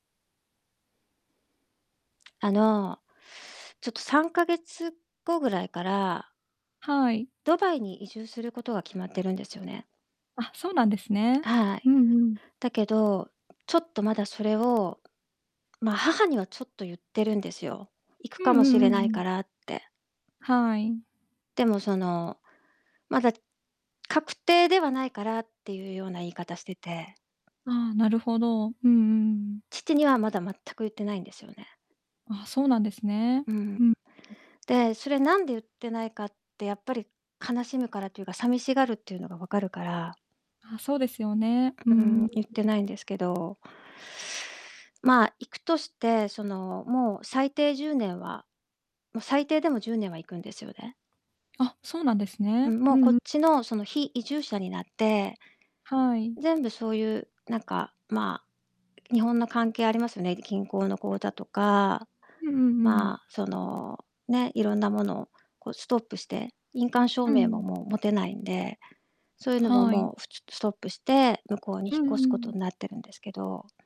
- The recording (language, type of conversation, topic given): Japanese, advice, 友人や家族に別れをどのように説明すればよいか悩んでいるのですが、どう伝えるのがよいですか？
- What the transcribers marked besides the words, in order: distorted speech; other background noise; unintelligible speech